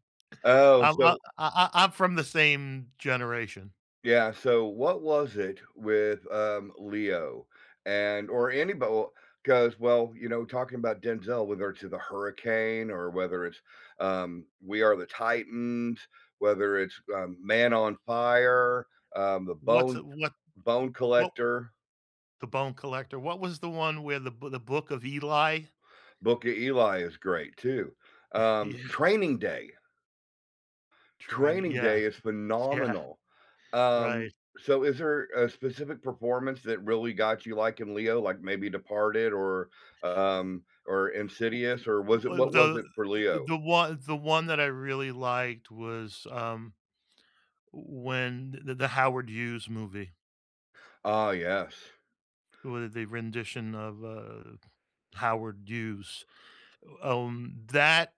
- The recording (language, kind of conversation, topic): English, unstructured, Which actors will you watch automatically without needing a trailer, and what makes them personally irresistible to you?
- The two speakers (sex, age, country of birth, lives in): male, 55-59, United States, United States; male, 65-69, United States, United States
- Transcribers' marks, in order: chuckle; laughing while speaking: "S yeah"